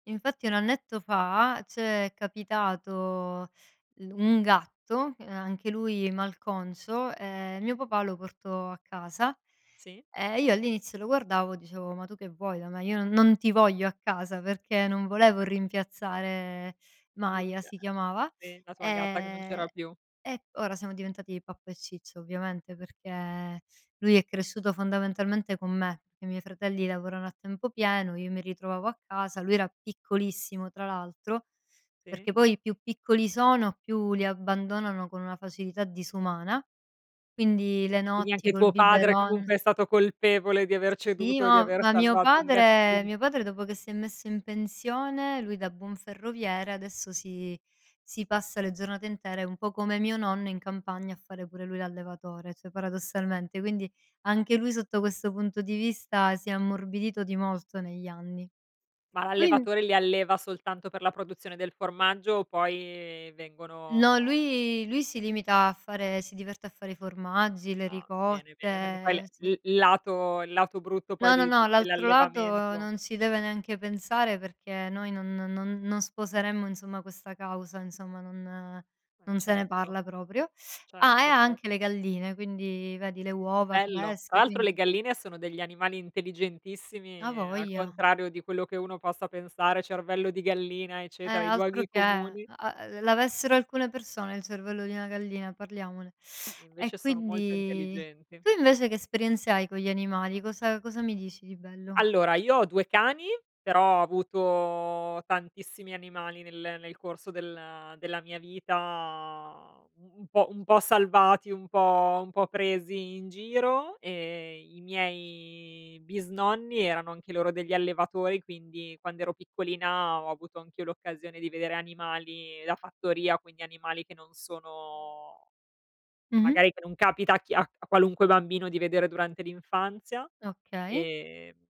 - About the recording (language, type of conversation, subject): Italian, unstructured, Come pensi che gli animali influenzino la nostra felicità quotidiana?
- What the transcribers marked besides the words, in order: unintelligible speech; tapping; "cioè" said as "ceh"; teeth sucking; drawn out: "vita"